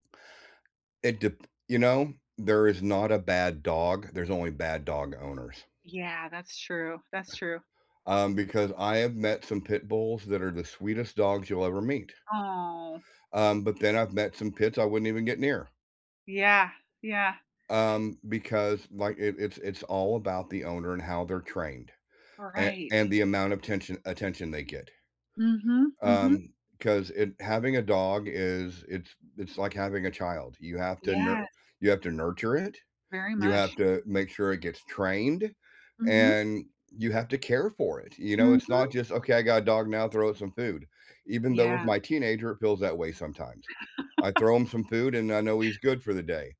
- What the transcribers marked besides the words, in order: other background noise; laugh
- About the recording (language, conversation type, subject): English, unstructured, What is your favorite way to spend time with pets?
- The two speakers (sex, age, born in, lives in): female, 45-49, United States, United States; male, 55-59, United States, United States